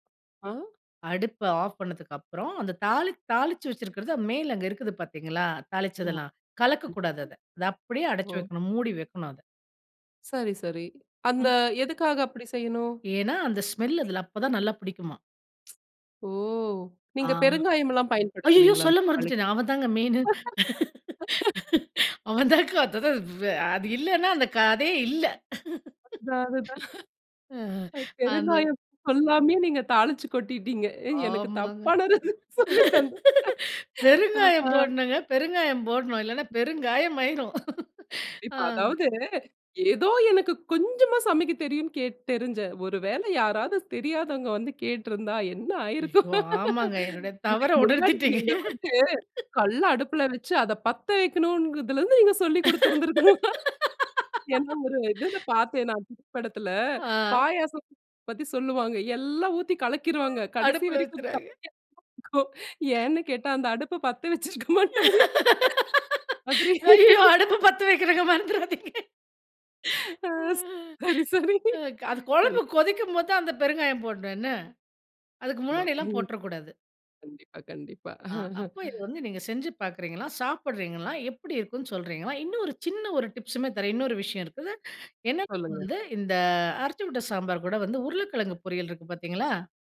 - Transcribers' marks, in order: other background noise; laugh; laughing while speaking: "அவன் தான் வ் அது இல்லனா அந்த கதையே இல்ல"; laughing while speaking: "அதான் அதுதான். பெருங்காயம் சொல்லாமயே நீங்க தாளிச்சு கொட்டிட்டீங்க. எனக்கு தப்பான ரெசிப்பி சொல்லி தந்த"; laugh; laugh; laughing while speaking: "பெருங்காயம் போடணுங்க. பெருங்காயம் போடணும். இல்லைன்னா பெருங்காயம் ஆயிரும்"; laugh; tapping; laugh; laugh; laugh; laughing while speaking: "நீங்க சொல்லிக் கொடுத்திருந்திருக்கணும்"; laugh; laughing while speaking: "அடுப்புல வச்சுடுறாங்க"; unintelligible speech; laughing while speaking: "ஏன்னு கேட்டா, அந்த அடுப்பை பத்த வச்சிருக்க மாட்டாங்க. மாதிரி"; laugh; laughing while speaking: "ஐய்யயோ! அடுப்பு பத்த வைக்கணுங்க, மறந்துறாதீங்க"; laugh; laughing while speaking: "அ சரி, சரி. கண்டிப்பா"; chuckle
- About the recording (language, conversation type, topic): Tamil, podcast, இந்த ரெசிபியின் ரகசியம் என்ன?